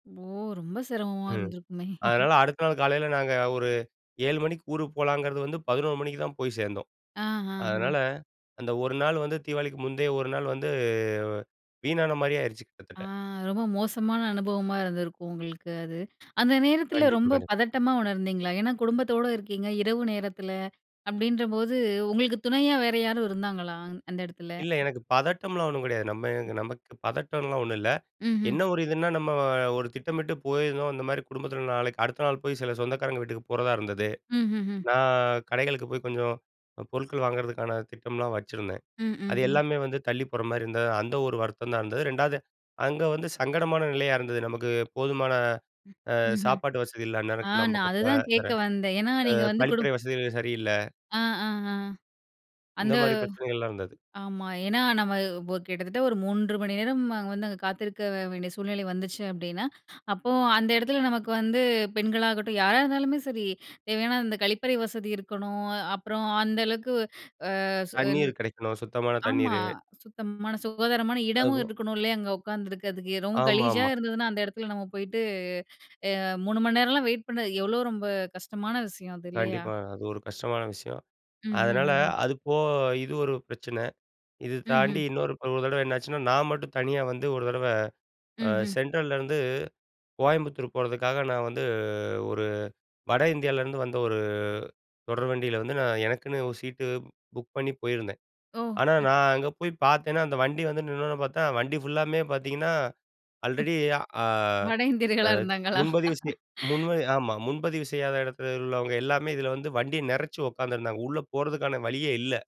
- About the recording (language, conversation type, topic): Tamil, podcast, அடுத்த பேருந்து அல்லது ரயில் கிடைக்காமல் இரவு கழித்த அனுபவம் உண்டா?
- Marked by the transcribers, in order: laugh; other background noise; in English: "அல்ரெடி"; laugh